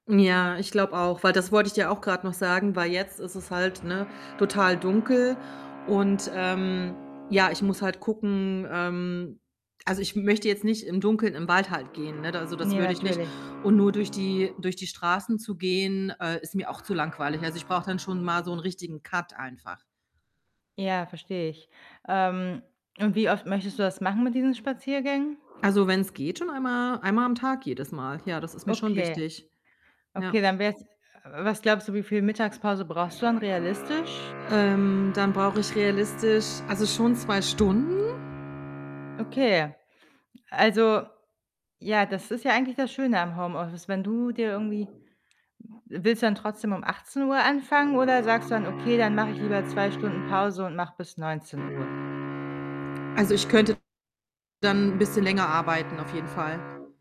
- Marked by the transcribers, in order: mechanical hum; in English: "Cut"; static; other background noise; distorted speech
- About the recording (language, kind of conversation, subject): German, advice, Wie gelingt dir die Umstellung auf das Arbeiten im Homeoffice, und wie findest du eine neue Tagesroutine?